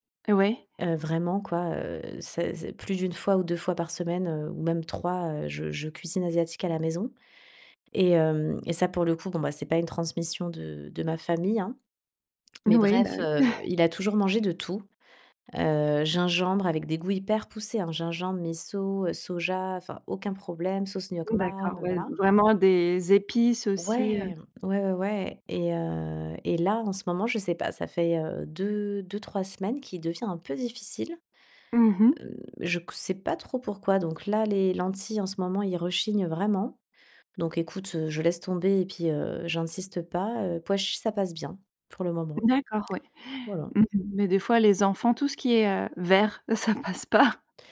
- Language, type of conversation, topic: French, podcast, Quelles recettes se transmettent chez toi de génération en génération ?
- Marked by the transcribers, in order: chuckle; drawn out: "heu"; other background noise; laughing while speaking: "ça passe pas"